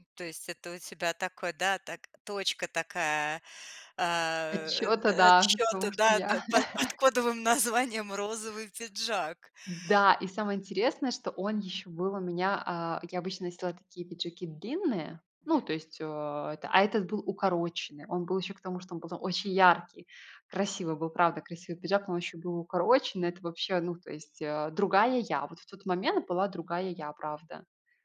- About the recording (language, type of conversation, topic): Russian, podcast, Что посоветуешь тем, кто боится экспериментировать со стилем?
- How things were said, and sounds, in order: laugh